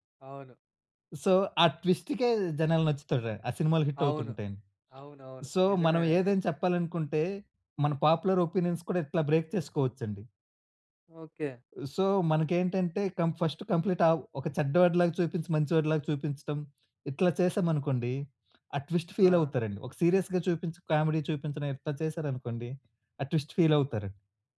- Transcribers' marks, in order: in English: "సో"; in English: "హిట్"; tapping; in English: "సో"; in English: "పాపులర్ ఒపీనియన్స్"; in English: "బ్రేక్"; in English: "సో"; in English: "ఫస్ట్ కంప్లీటావ్"; in English: "ట్విస్ట్"; in English: "సీరియస్‌గా"; in English: "కామెడీ"; in English: "ట్విస్ట్"
- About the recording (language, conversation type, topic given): Telugu, podcast, క్రియాత్మక ఆలోచనలు ఆగిపోయినప్పుడు మీరు మళ్లీ సృజనాత్మకతలోకి ఎలా వస్తారు?